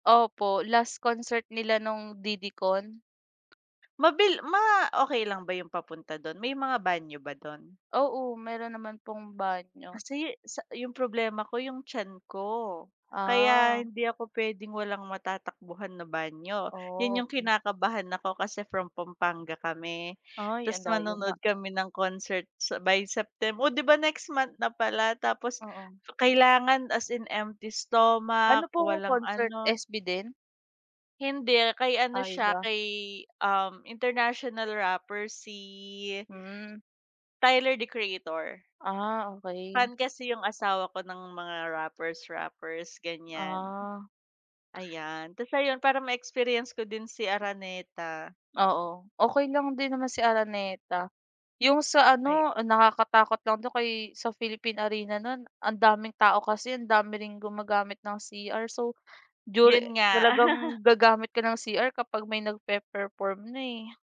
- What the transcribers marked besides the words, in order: in English: "empty stomach"; in English: "international rapper"; drawn out: "Si"; chuckle
- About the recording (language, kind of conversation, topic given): Filipino, unstructured, Paano mo hinaharap ang stress sa pang-araw-araw na buhay?
- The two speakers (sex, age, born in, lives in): female, 25-29, Philippines, Philippines; female, 30-34, Philippines, Philippines